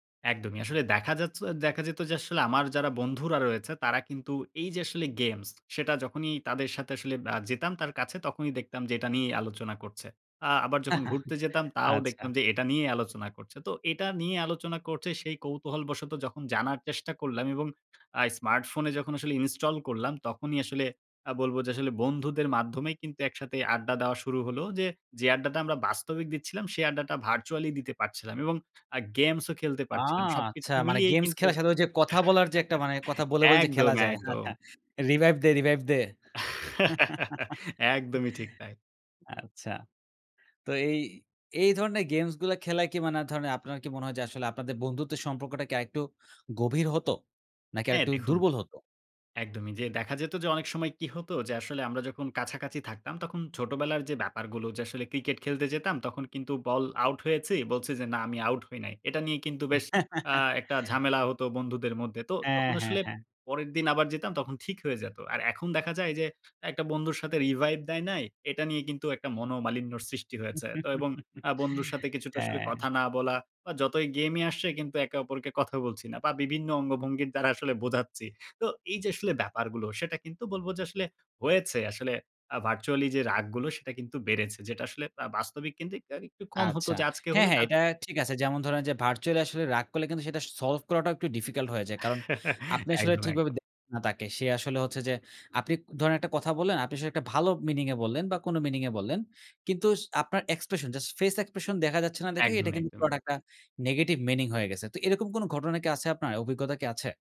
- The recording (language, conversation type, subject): Bengali, podcast, জীবনে কোন ছোট্ট অভ্যাস বদলে বড় ফল পেয়েছেন?
- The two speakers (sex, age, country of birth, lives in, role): male, 18-19, Bangladesh, Bangladesh, guest; male, 20-24, Bangladesh, Bangladesh, host
- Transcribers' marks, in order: chuckle; in English: "virtually"; chuckle; chuckle; in English: "revive"; chuckle; in English: "revive"; chuckle; chuckle; in English: "revive"; chuckle; in English: "virtually"; in English: "virtually"; in English: "s solve"; chuckle; in English: "meaning"; in English: "meaning"; in English: "expression, just face expression"; in English: "negative meaning"